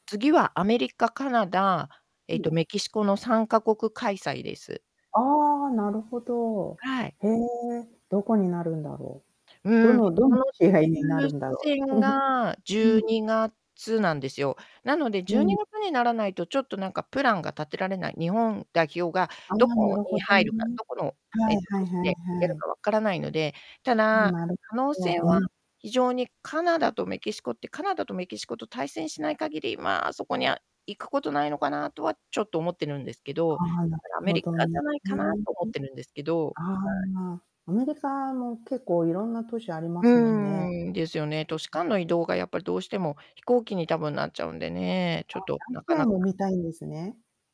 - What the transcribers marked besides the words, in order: static; chuckle; distorted speech
- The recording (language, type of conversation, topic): Japanese, unstructured, 将来、どんな旅をしてみたいですか？